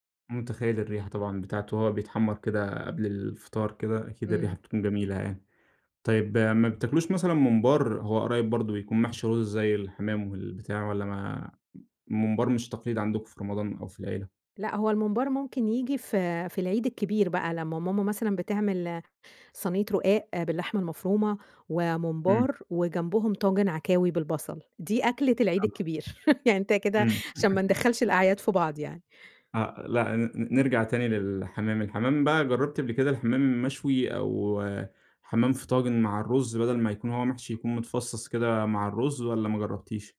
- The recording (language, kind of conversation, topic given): Arabic, podcast, إيه أكتر ذكرى ليك مرتبطة بأكلة بتحبها؟
- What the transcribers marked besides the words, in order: unintelligible speech; tapping; laugh; laugh